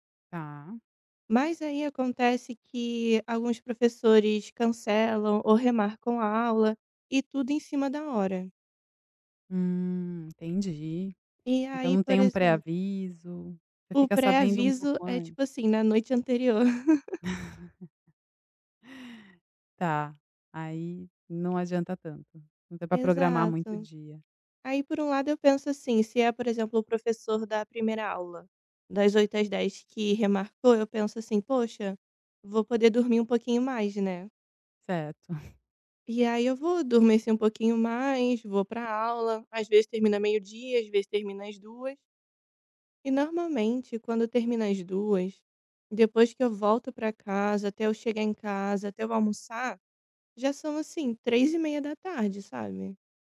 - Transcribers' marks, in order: tapping; laugh; chuckle
- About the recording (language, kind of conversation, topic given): Portuguese, advice, Como posso manter uma rotina diária de trabalho ou estudo, mesmo quando tenho dificuldade?